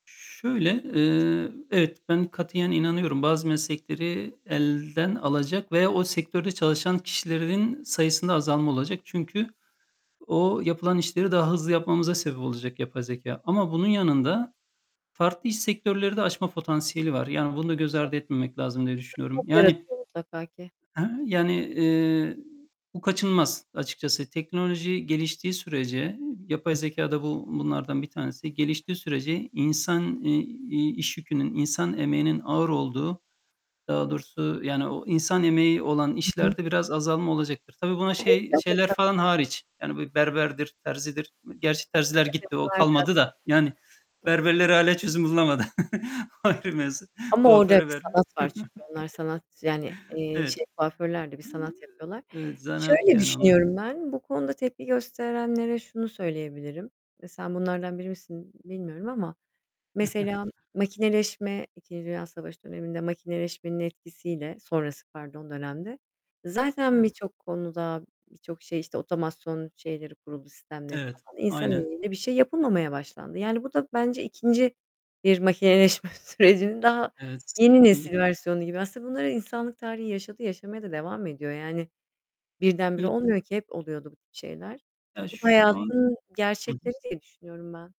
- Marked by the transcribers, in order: other background noise; distorted speech; unintelligible speech; tapping; unintelligible speech; unintelligible speech; chuckle; laughing while speaking: "Ayrı bir mevzu"; chuckle; other noise; chuckle; laughing while speaking: "makineleşme sürecinin daha"
- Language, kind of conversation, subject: Turkish, unstructured, Teknoloji günlük hayatımızı nasıl değiştiriyor?